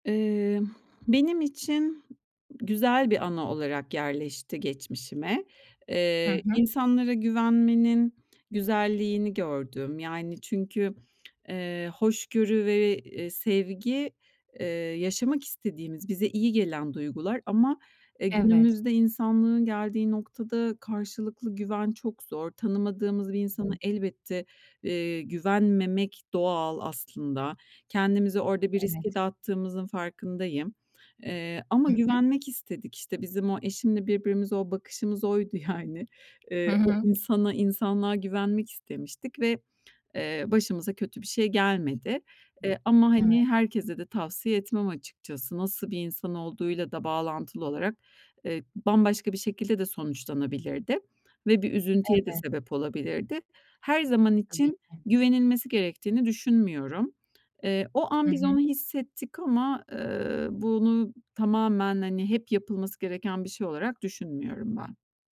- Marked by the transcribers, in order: other background noise; tapping; laughing while speaking: "yani"
- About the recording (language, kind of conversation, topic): Turkish, podcast, Yerel insanlarla yaptığın en ilginç sohbeti anlatır mısın?